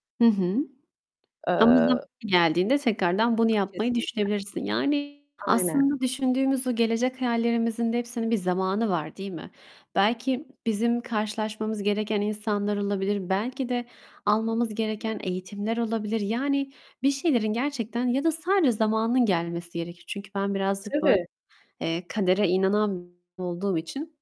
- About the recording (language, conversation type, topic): Turkish, unstructured, Gelecekte en çok neyi başarmak istiyorsun ve hayallerin için ne kadar risk alabilirsin?
- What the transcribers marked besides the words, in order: tapping; distorted speech; other background noise